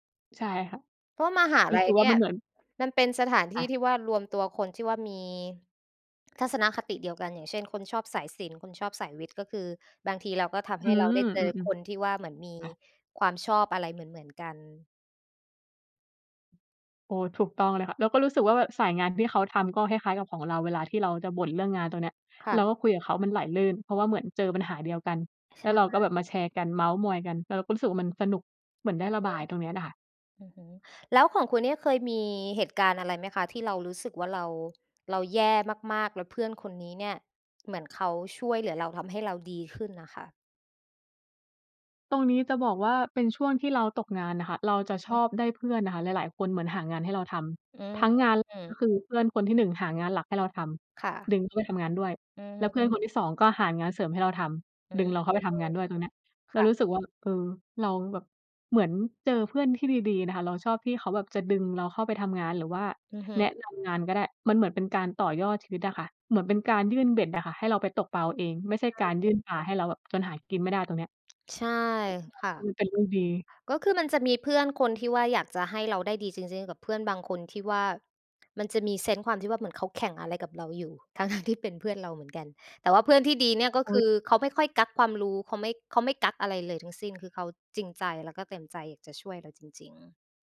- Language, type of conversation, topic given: Thai, unstructured, เพื่อนที่ดีที่สุดของคุณเป็นคนแบบไหน?
- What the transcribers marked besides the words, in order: other background noise; laughing while speaking: "ทั้ง ๆ ที่"